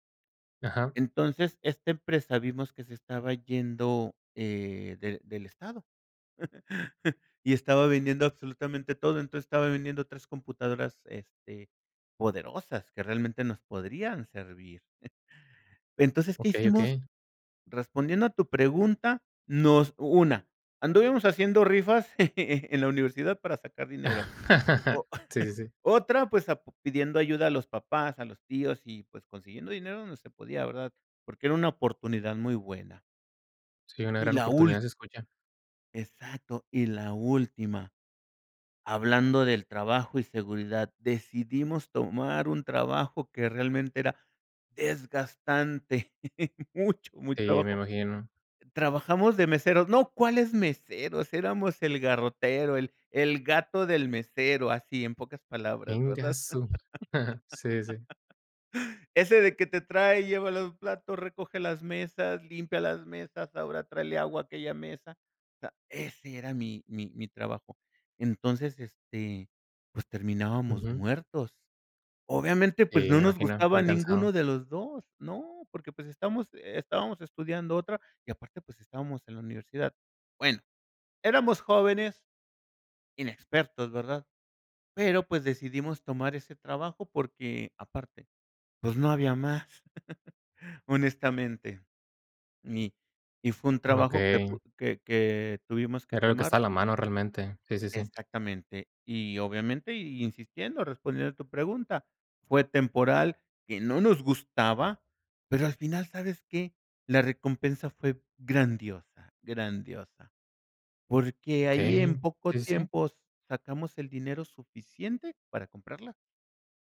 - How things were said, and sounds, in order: laugh; chuckle; chuckle; chuckle; laugh; other background noise; chuckle; laughing while speaking: "mucho muy trabajo"; laugh; chuckle; chuckle
- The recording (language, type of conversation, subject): Spanish, podcast, ¿Cómo decides entre la seguridad laboral y tu pasión profesional?